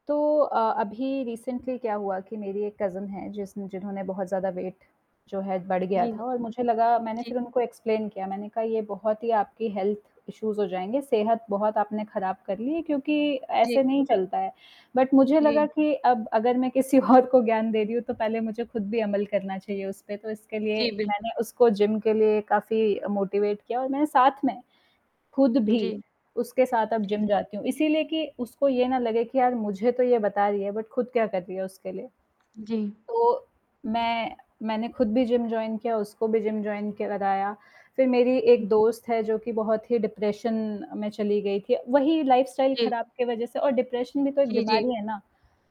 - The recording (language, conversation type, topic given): Hindi, unstructured, क्या आपको लगता है कि लोग अपनी सेहत का सही ख्याल रखते हैं?
- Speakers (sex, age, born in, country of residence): female, 18-19, India, India; female, 25-29, India, India
- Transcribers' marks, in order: static; in English: "रिसेंटली"; in English: "कज़िन"; in English: "वेट"; distorted speech; in English: "एक्सप्लेन"; in English: "हेल्थ इश्यूज़"; in English: "बट"; laughing while speaking: "किसी और को"; in English: "मोटिवेट"; in English: "बट"; in English: "जॉइन"; in English: "जॉइन"; in English: "डिप्रेशन"; in English: "लाइफ़स्टाइल"; in English: "डिप्रेशन"